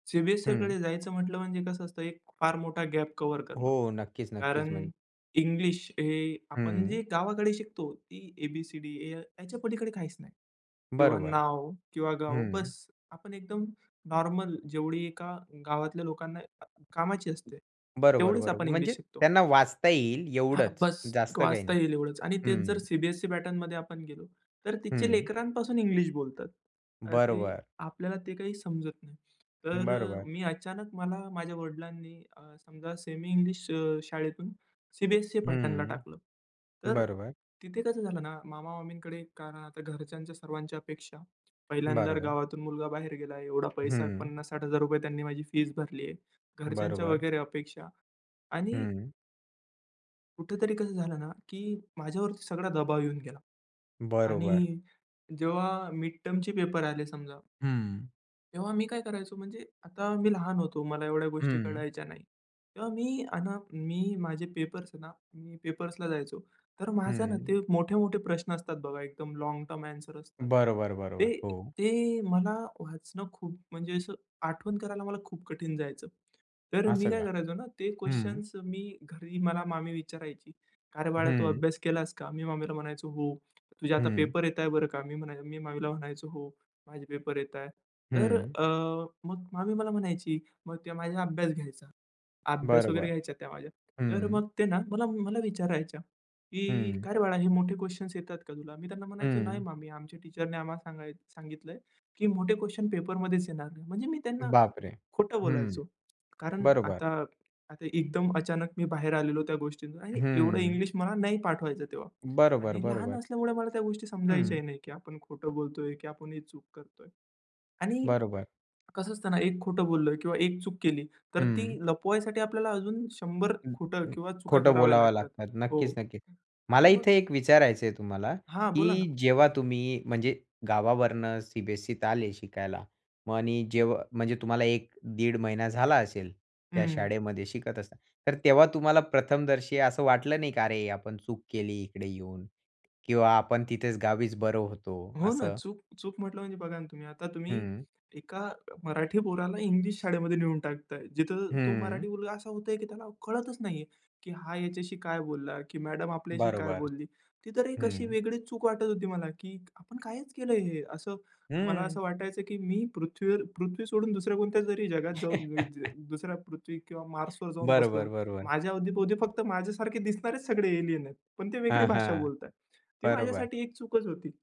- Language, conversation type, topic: Marathi, podcast, तुम्ही कधी स्वतःच्या चुका मान्य करून पुन्हा नव्याने सुरुवात केली आहे का?
- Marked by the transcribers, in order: tapping; other noise; in English: "पॅटर्नमध्ये"; in English: "पॅटर्नला"; in English: "मिड टर्मचे"; in English: "लाँग टर्म आंसर"; in English: "टीचरने"; unintelligible speech; other background noise; chuckle; unintelligible speech; in English: "मार्सवर"